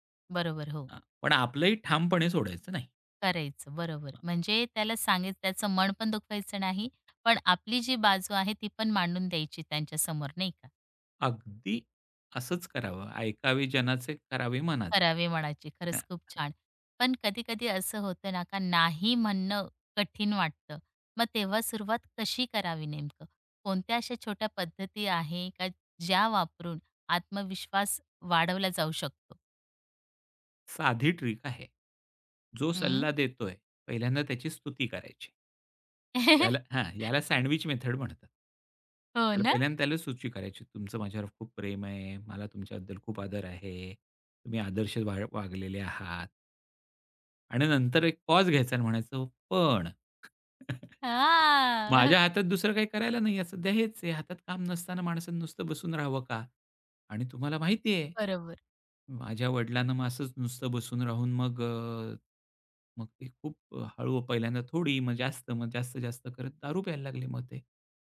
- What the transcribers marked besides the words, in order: tapping; other noise; in English: "ट्रिक"; laugh; chuckle; laughing while speaking: "हां"; drawn out: "हां"; other background noise
- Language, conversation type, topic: Marathi, podcast, इतरांचं ऐकूनही ठाम कसं राहता?